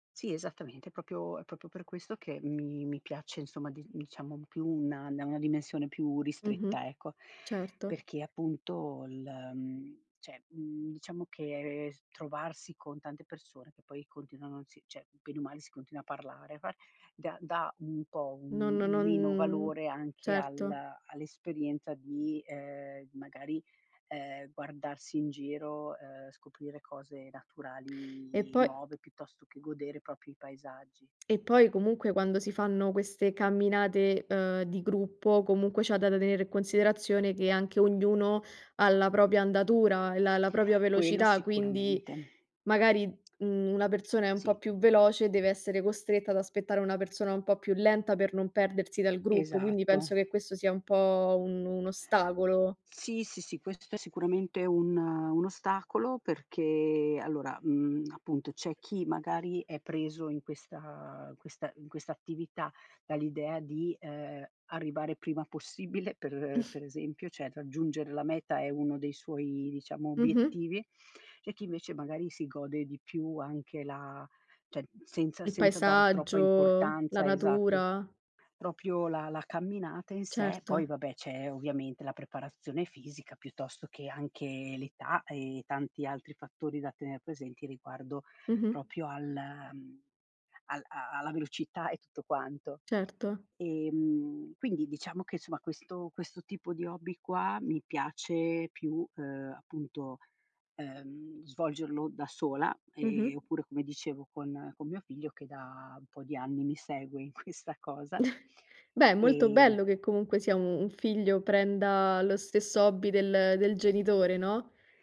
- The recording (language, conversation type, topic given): Italian, podcast, Preferisci hobby solitari o di gruppo, e perché?
- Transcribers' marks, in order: "proprio" said as "propio"; "proprio" said as "propio"; "cioè" said as "ceh"; "cioè" said as "ceh"; tapping; "proprio" said as "propio"; other background noise; chuckle; "cioè" said as "ceh"; "cioè" said as "ceh"; "proprio" said as "propio"; "proprio" said as "propio"; chuckle; laughing while speaking: "in questa cosa"